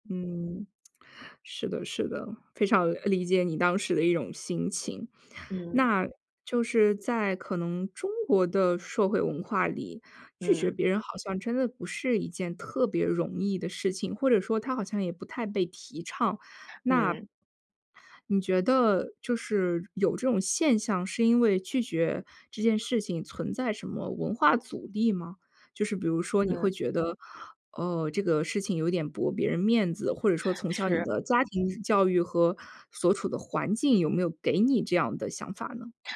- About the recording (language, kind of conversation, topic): Chinese, podcast, 你是怎么学会说“不”的？
- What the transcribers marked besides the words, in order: none